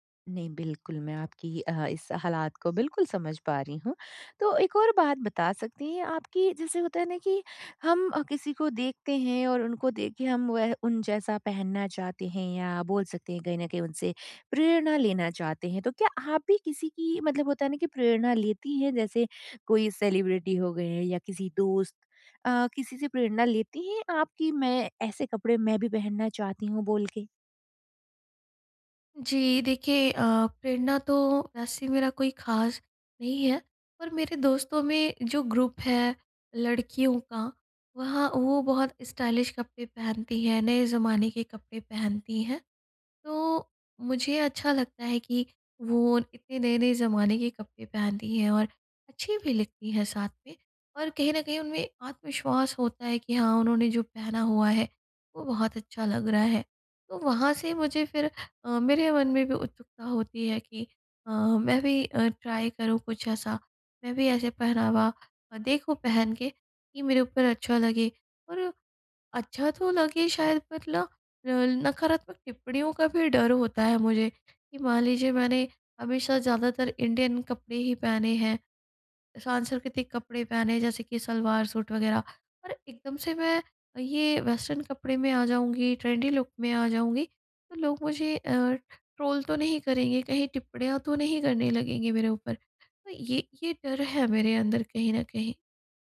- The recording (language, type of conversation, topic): Hindi, advice, अपना स्टाइल खोजने के लिए मुझे आत्मविश्वास और सही मार्गदर्शन कैसे मिल सकता है?
- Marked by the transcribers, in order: tapping; other background noise; in English: "स्टाइलिश"; in English: "ट्राय"; in English: "इंडियन"; in English: "ट्रेंडी लुक"; in English: "ट्रोल"